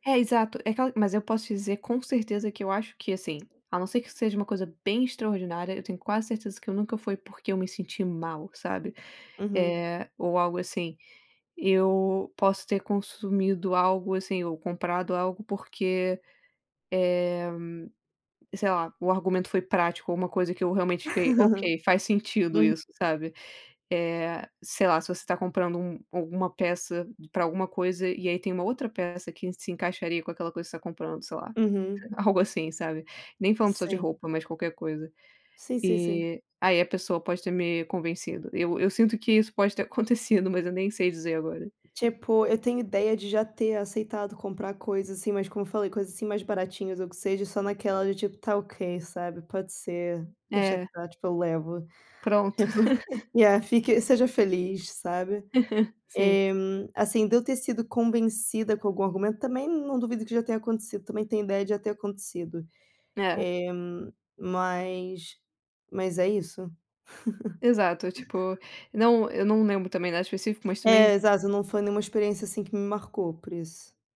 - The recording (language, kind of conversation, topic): Portuguese, unstructured, Como você se sente quando alguém tenta te convencer a gastar mais?
- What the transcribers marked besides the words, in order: laugh; other background noise; put-on voice: "Tá ok, sabe, pode ser, deixa estar"; laugh; in English: "Yeah"; laugh; laugh